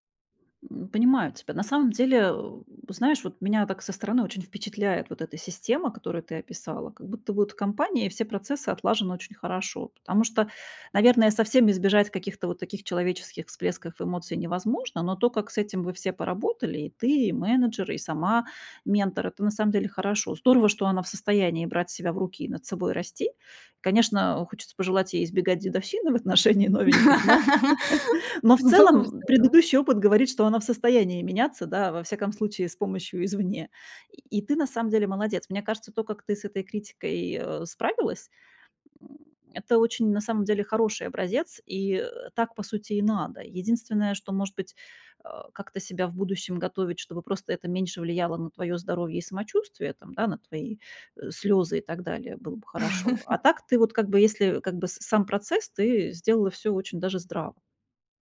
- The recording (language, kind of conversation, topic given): Russian, advice, Как вы отреагировали, когда ваш наставник резко раскритиковал вашу работу?
- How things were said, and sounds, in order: other background noise; laugh; chuckle; chuckle